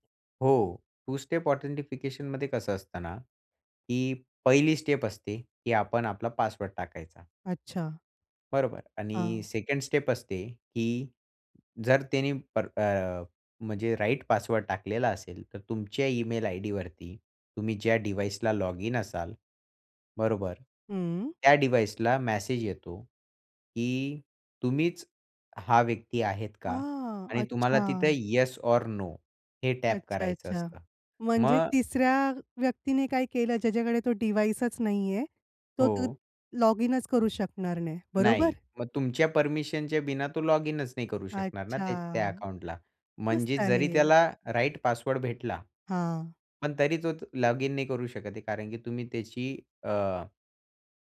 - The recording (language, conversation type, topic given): Marathi, podcast, ऑनलाइन गोपनीयतेसाठी तुम्ही कोणते सोपे नियम पाळता?
- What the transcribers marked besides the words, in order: in English: "टु स्टेप ऑथेंटिफिकेशनमध्ये"; in English: "सेकंड स्टेप"; other background noise; in English: "राइट"; in English: "डिव्हाइसला"; in English: "डिव्हाइसला"; anticipating: "हां"; in English: "येस ओर नो"; in English: "टॅप"; in English: "डिव्हाइसच"; in English: "राइट"